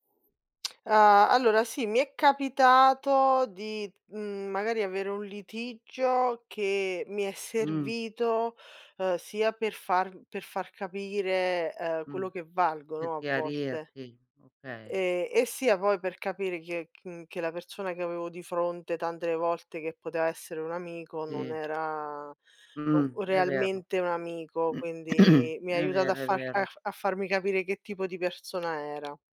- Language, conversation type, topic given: Italian, unstructured, Hai mai trasformato un litigio in qualcosa di positivo?
- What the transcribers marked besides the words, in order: other background noise; tongue click; throat clearing